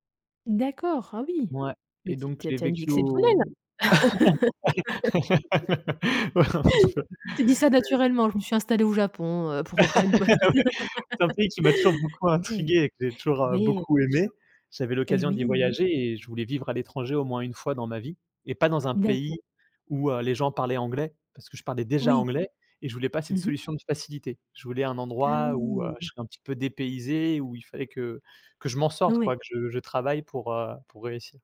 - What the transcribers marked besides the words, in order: laugh; laughing while speaking: "Ouais, en effet"; laugh; laugh; laughing while speaking: "Ouais"; laugh; stressed: "pays"; stressed: "déjà"
- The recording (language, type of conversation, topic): French, podcast, Peux-tu nous raconter un moment où ta curiosité a tout changé dans ton apprentissage ?